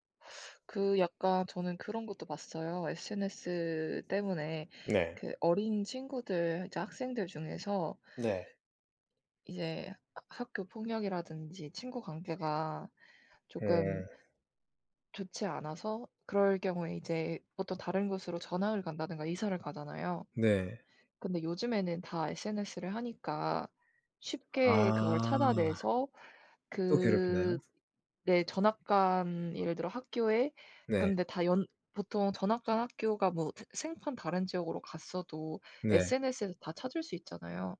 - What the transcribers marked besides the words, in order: other background noise
- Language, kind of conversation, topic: Korean, unstructured, SNS가 우리 사회에 어떤 영향을 미친다고 생각하시나요?